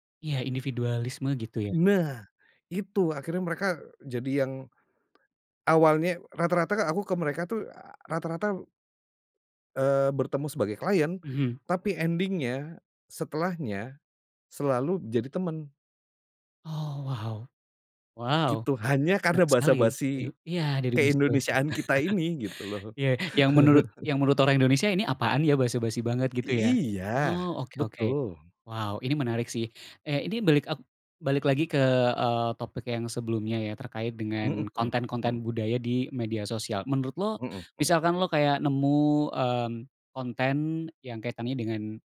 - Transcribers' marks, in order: in English: "ending-nya"; chuckle; chuckle
- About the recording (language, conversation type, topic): Indonesian, podcast, Bagaimana media sosial memengaruhi cara kamu memandang budaya sendiri?